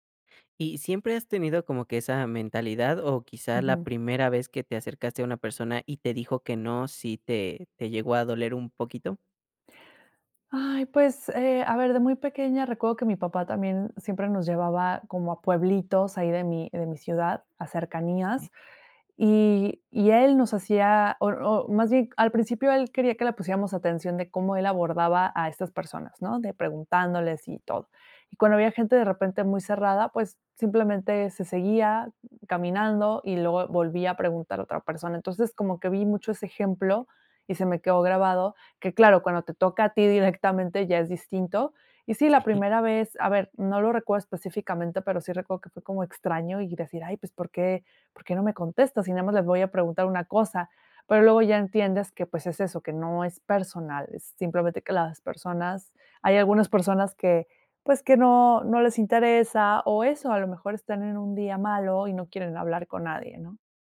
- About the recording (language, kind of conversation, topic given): Spanish, podcast, ¿Qué consejos tienes para hacer amigos viajando solo?
- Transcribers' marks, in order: giggle